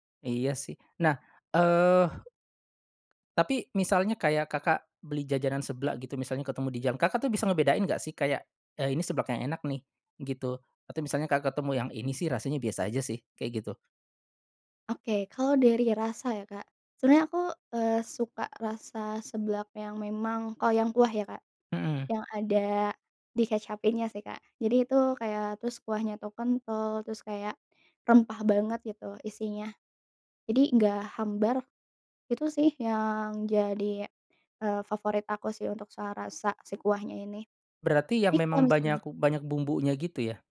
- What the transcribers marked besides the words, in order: none
- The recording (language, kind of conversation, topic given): Indonesian, podcast, Apa makanan kaki lima favoritmu, dan kenapa kamu menyukainya?